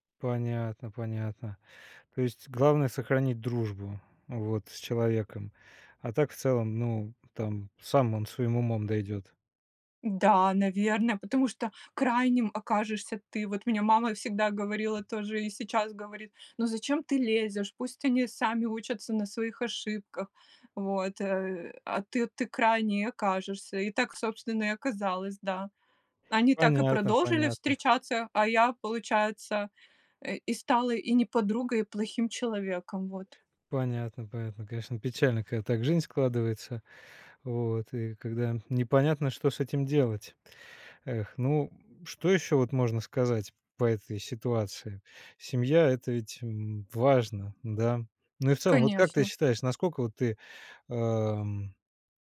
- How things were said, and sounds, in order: none
- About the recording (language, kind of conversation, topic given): Russian, podcast, Что делать, когда семейные ожидания расходятся с вашими мечтами?